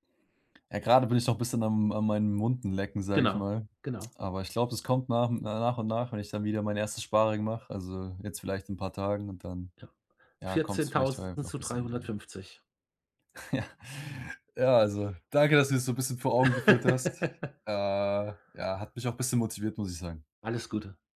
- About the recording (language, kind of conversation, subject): German, advice, Wie gehe ich mit Frustration nach Misserfolgen oder langsamen Fortschritten um?
- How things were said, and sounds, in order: laughing while speaking: "Ja"; laugh